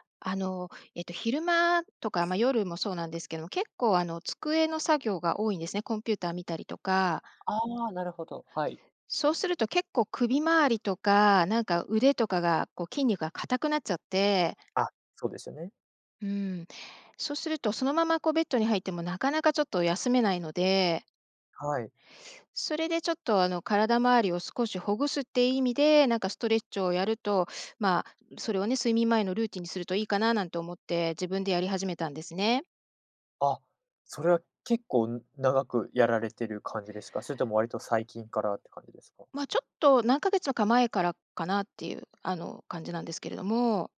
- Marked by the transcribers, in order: other noise
- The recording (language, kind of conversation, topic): Japanese, podcast, 睡眠前のルーティンはありますか？